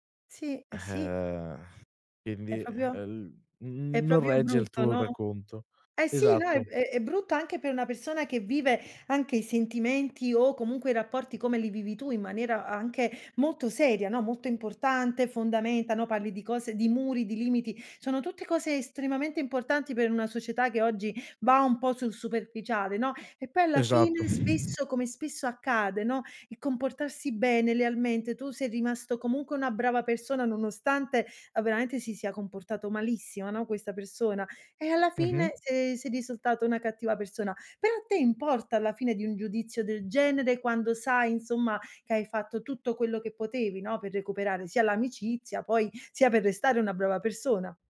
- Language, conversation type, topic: Italian, podcast, Come puoi riparare la fiducia dopo un errore?
- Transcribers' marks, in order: "proprio" said as "propio"; "proprio" said as "propio"; other background noise